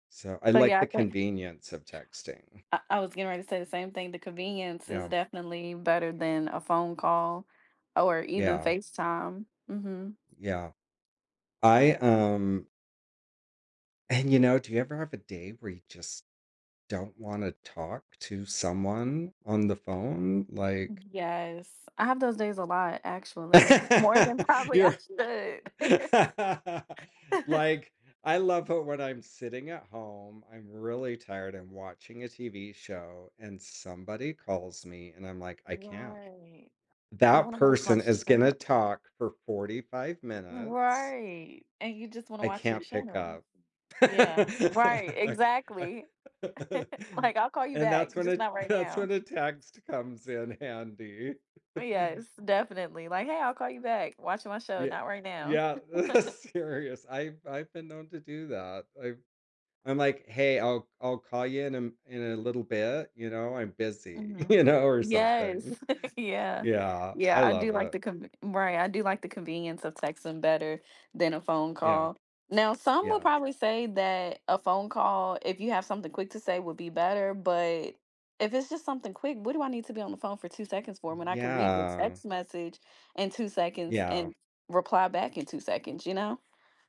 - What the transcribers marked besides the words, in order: other background noise; tapping; laugh; laughing while speaking: "probably I should"; laughing while speaking: "it"; chuckle; drawn out: "Right"; drawn out: "Right"; background speech; laugh; laughing while speaking: "I c I"; laugh; chuckle; chuckle; chuckle; laughing while speaking: "serious"; laugh; laugh; laughing while speaking: "you know"; drawn out: "Yeah"
- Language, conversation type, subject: English, unstructured, How do your communication preferences shape your relationships and daily interactions?
- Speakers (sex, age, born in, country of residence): female, 30-34, United States, United States; male, 50-54, United States, United States